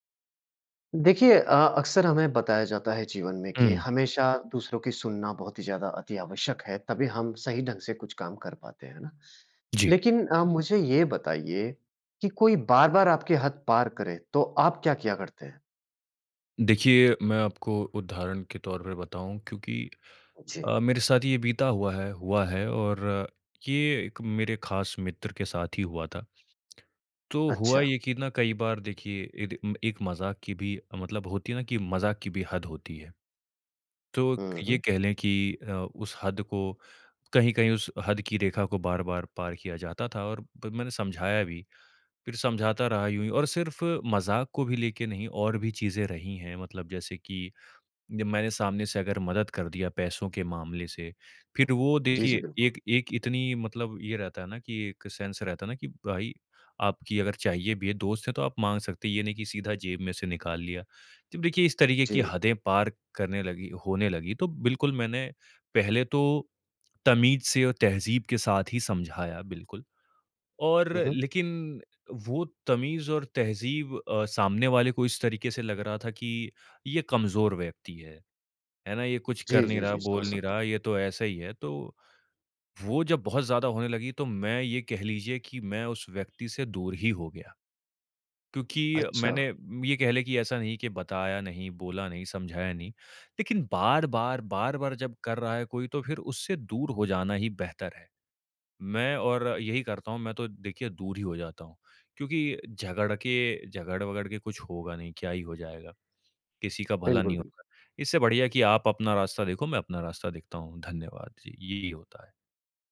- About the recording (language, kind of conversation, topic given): Hindi, podcast, कोई बार-बार आपकी हद पार करे तो आप क्या करते हैं?
- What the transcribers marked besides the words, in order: lip smack; in English: "सेंस"